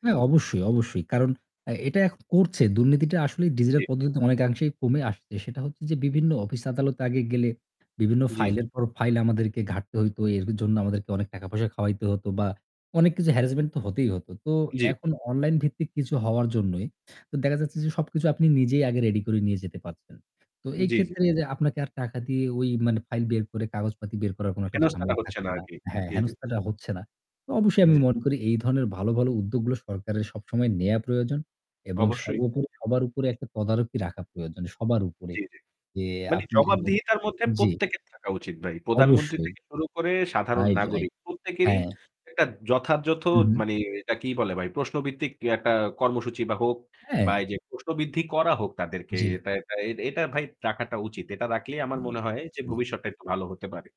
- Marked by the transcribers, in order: static
- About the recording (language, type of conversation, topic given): Bengali, unstructured, আপনি কী মনে করেন, সরকার কীভাবে দুর্নীতি কমাতে পারে?